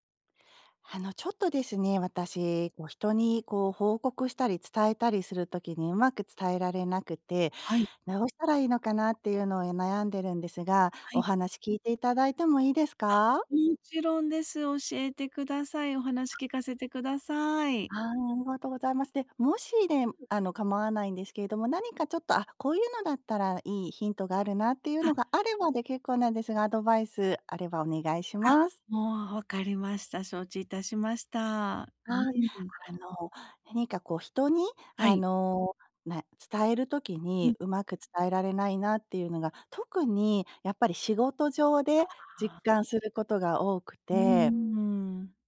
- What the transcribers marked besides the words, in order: none
- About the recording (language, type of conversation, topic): Japanese, advice, 短時間で要点を明確に伝えるにはどうすればよいですか？